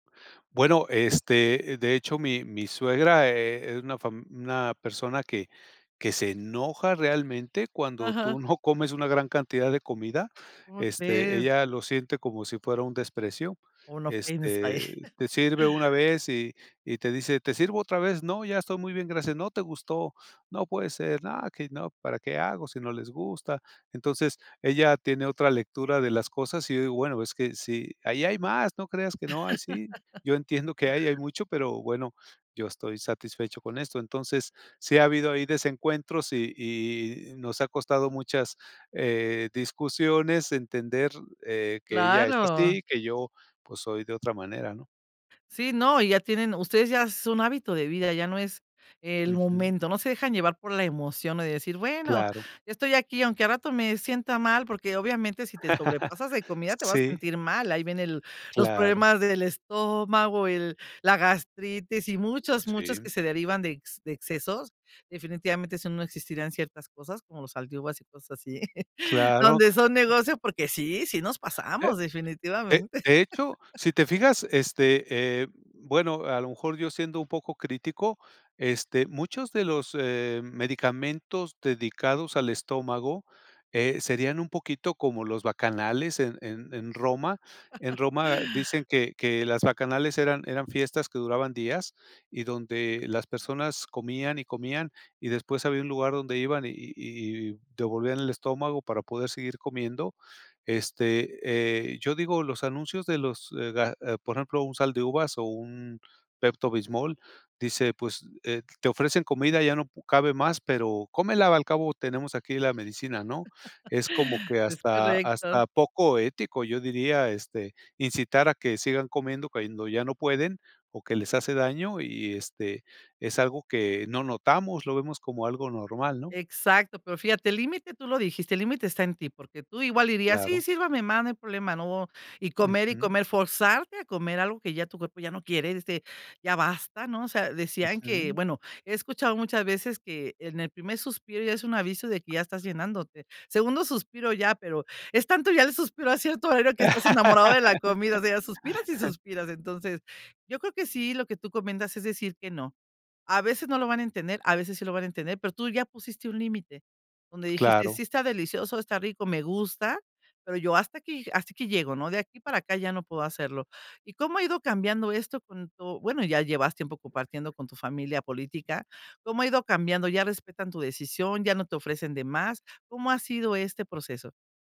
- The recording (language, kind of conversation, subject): Spanish, podcast, ¿Cómo identificas el hambre real frente a los antojos emocionales?
- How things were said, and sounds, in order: chuckle; laugh; laugh; other noise; other background noise; chuckle; laugh; chuckle; chuckle; laugh